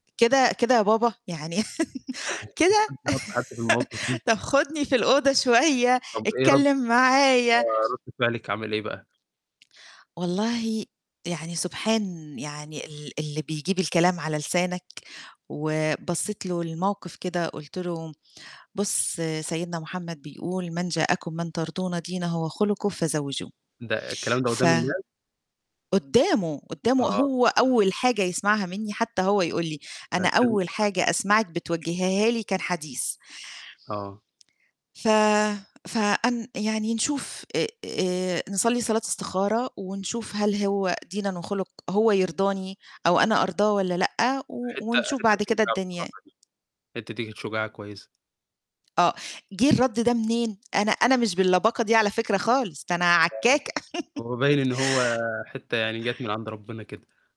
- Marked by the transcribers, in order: unintelligible speech; distorted speech; laugh; laugh
- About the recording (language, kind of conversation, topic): Arabic, podcast, إيه أحلى صدفة خلتك تلاقي الحب؟